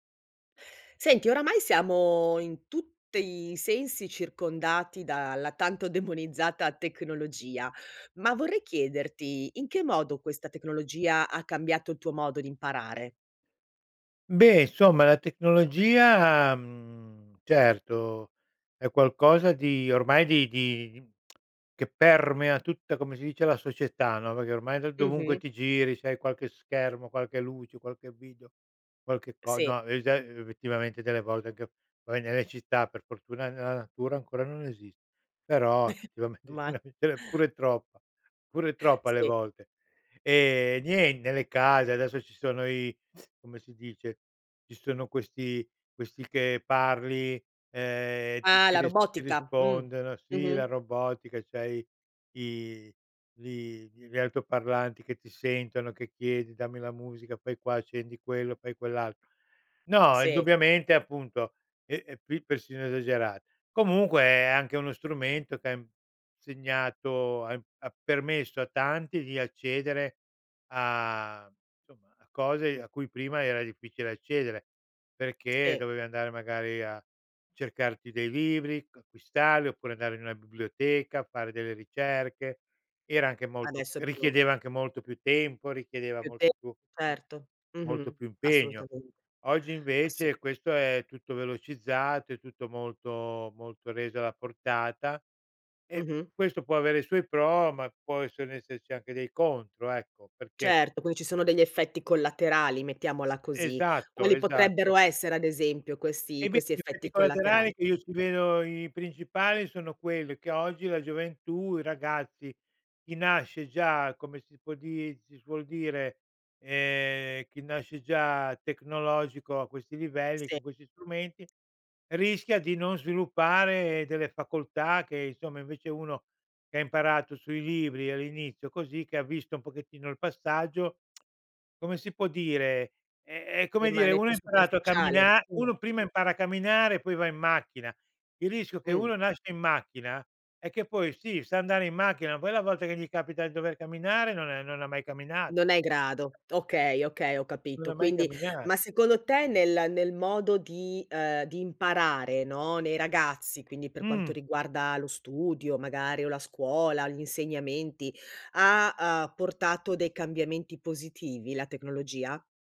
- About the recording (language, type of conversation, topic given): Italian, podcast, In che modo la tecnologia ha cambiato il tuo modo di imparare?
- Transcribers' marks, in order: tsk; stressed: "permea"; "perché" said as "beghé"; "effettivamente" said as "vettivamente"; chuckle; other noise; "quindi" said as "quini"; tsk